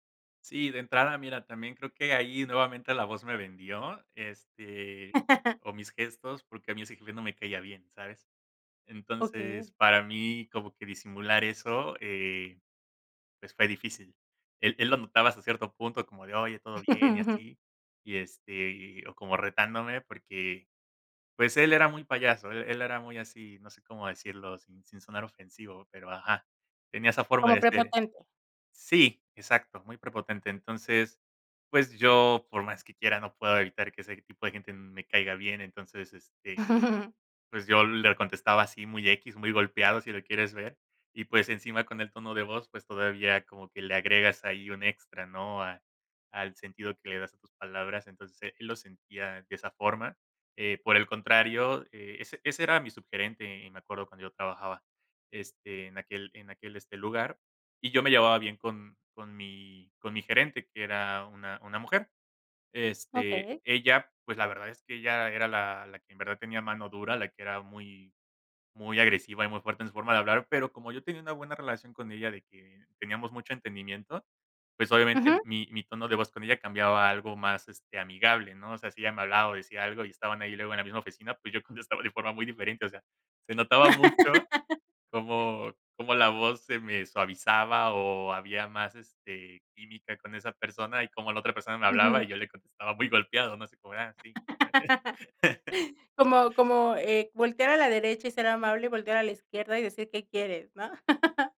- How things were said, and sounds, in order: laugh; laugh; chuckle; anticipating: "yo contestaba de forma muy diferente"; laugh; laugh; laugh
- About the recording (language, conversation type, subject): Spanish, podcast, ¿Te ha pasado que te malinterpretan por tu tono de voz?